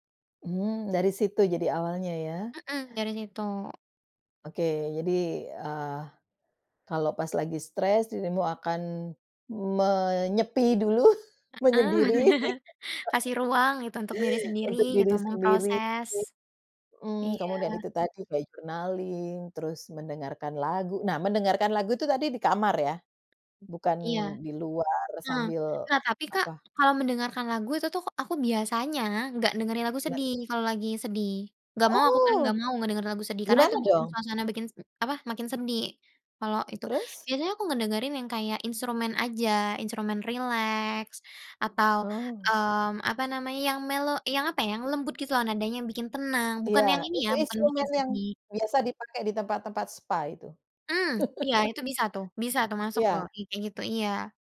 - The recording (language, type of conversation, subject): Indonesian, podcast, Bagaimana cara kamu mengelola stres sehari-hari?
- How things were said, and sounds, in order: chuckle; laughing while speaking: "Bener"; laugh; in English: "journaling"; in English: "mellow"; chuckle